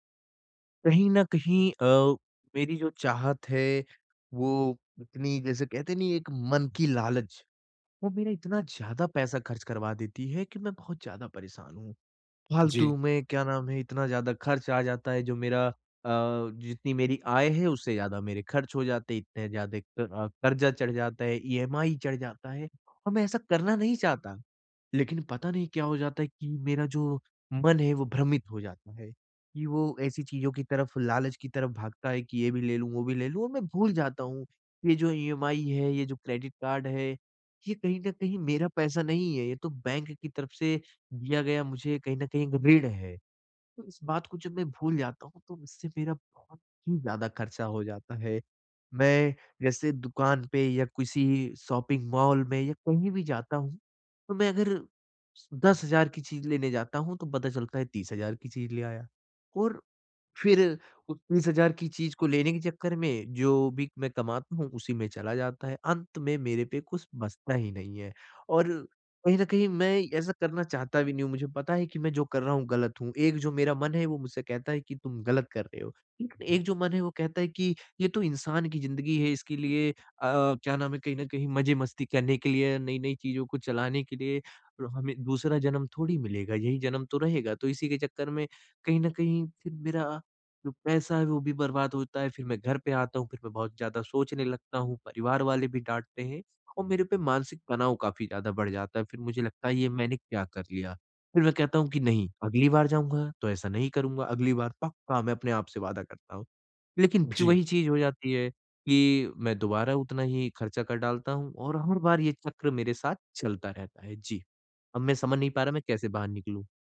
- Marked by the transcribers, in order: other background noise
- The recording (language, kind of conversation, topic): Hindi, advice, मैं अपनी चाहतों और जरूरतों के बीच संतुलन कैसे बना सकता/सकती हूँ?